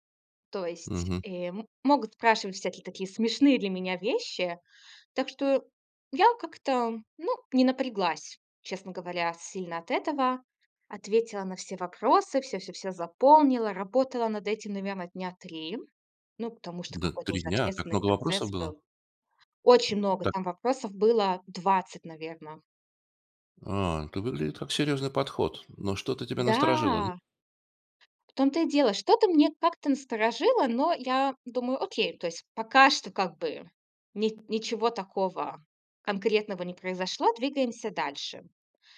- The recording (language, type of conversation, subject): Russian, podcast, Как ты проверяешь новости в интернете и где ищешь правду?
- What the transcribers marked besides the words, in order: drawn out: "Да"